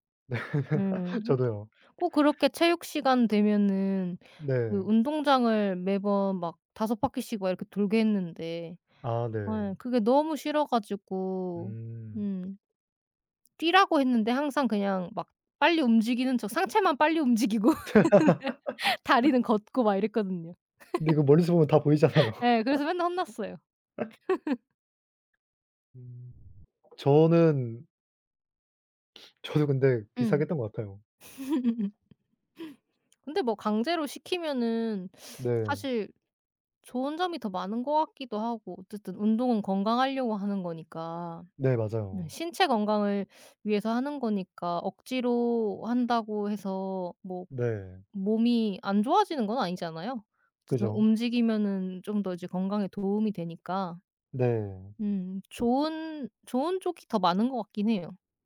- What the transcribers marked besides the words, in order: laughing while speaking: "네"; tapping; other background noise; laughing while speaking: "움직이고"; laugh; laugh; laughing while speaking: "보이잖아요"; laugh; laugh
- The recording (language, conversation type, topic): Korean, unstructured, 운동을 억지로 시키는 것이 옳을까요?